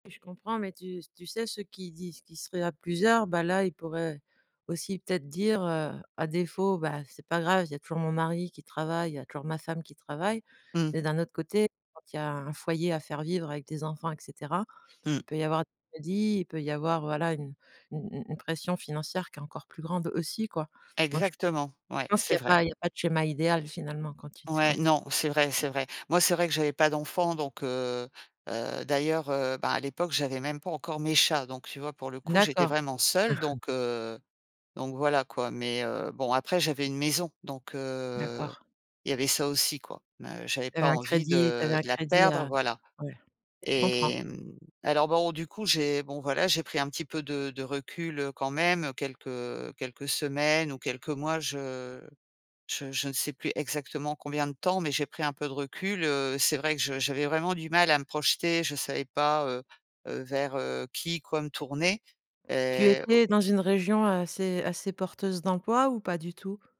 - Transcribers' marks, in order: tapping; unintelligible speech; other background noise; chuckle
- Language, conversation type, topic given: French, podcast, Raconte un moment où tu as été licencié : comment as-tu réussi à rebondir ?